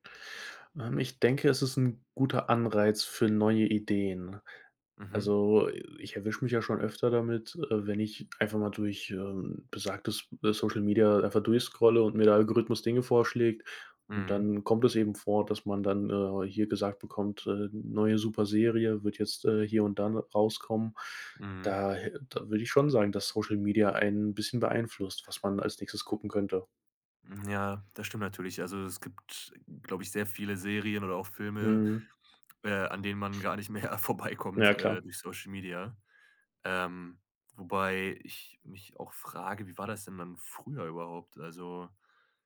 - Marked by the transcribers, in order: other background noise; laughing while speaking: "gar nicht mehr"
- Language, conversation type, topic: German, podcast, Wie beeinflussen soziale Medien, was du im Fernsehen schaust?